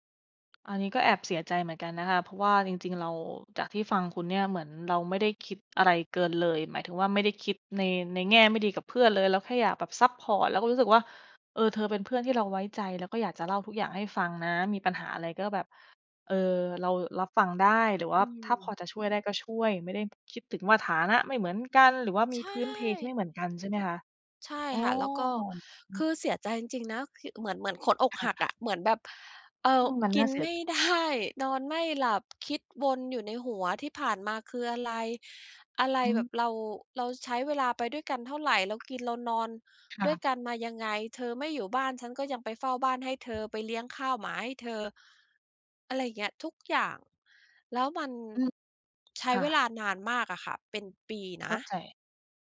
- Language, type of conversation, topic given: Thai, podcast, เมื่อความไว้ใจหายไป ควรเริ่มฟื้นฟูจากตรงไหนก่อน?
- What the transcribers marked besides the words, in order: laughing while speaking: "ได้"